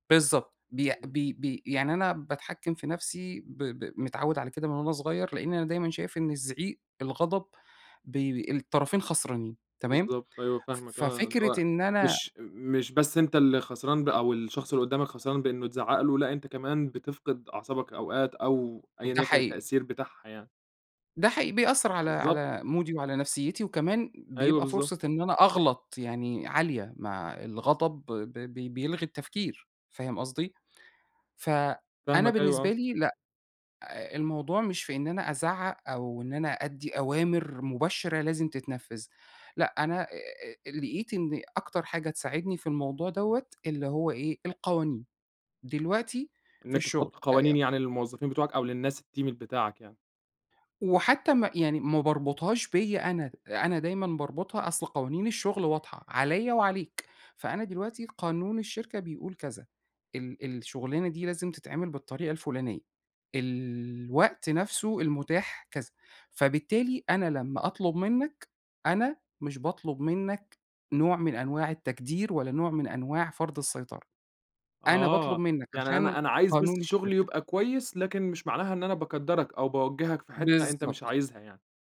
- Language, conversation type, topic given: Arabic, podcast, إزاي بتوازن بين الحزم والتعاطف؟
- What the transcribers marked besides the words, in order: in English: "مودي"; other background noise; in English: "الteam"